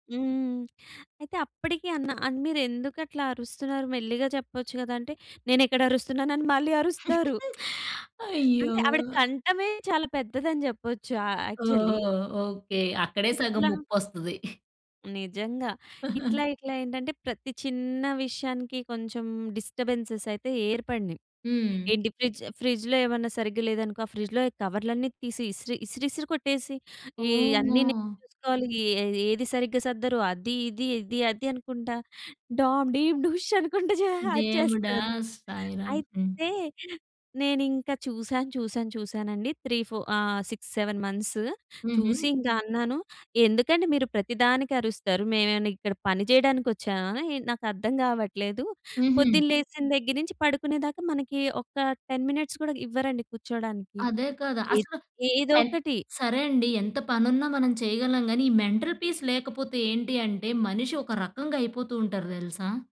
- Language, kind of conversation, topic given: Telugu, podcast, మీ తప్పుల గురించి తల్లిదండ్రులకు చెప్పినప్పుడు వారు ఎలా స్పందించారు?
- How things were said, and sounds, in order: chuckle; other background noise; in English: "యాక్చువల్లీ"; giggle; chuckle; in English: "డిస్టర్బెన్స్‌స్"; in English: "ఫ్రిడ్జ్ ఫ్రిడ్జ్‌లో"; in English: "ఫ్రిడ్జ్‌లో కవర్‌లన్నీ"; laughing while speaking: "డామ్ డీమ్ డూష్ అనుకుంటా చే అరిచేస్తారు"; in English: "త్రీ ఫోర్"; in English: "సిక్స్ సెవెన్"; in English: "టెన్ మినిట్స్"; in English: "మెంటల్ పీస్"